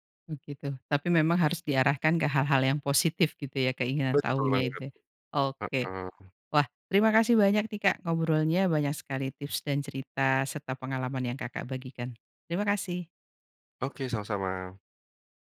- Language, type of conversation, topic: Indonesian, podcast, Pengalaman apa yang membuat kamu terus ingin tahu lebih banyak?
- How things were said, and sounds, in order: other background noise